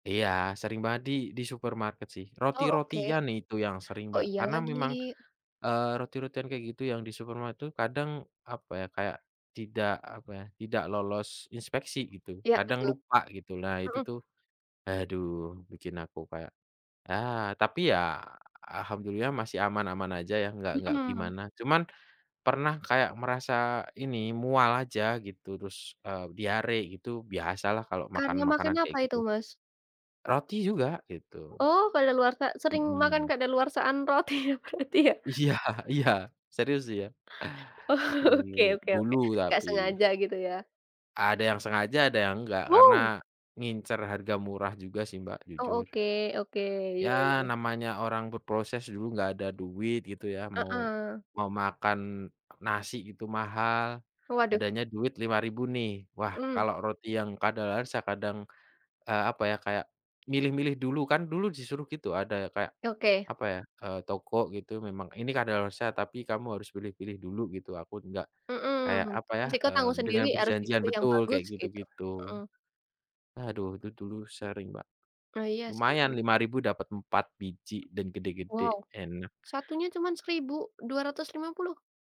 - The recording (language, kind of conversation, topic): Indonesian, unstructured, Bagaimana kamu menanggapi makanan kedaluwarsa yang masih dijual?
- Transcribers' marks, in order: tapping; laughing while speaking: "roti ya, berarti ya?"; laughing while speaking: "Iya iya"; other background noise; laughing while speaking: "Oke"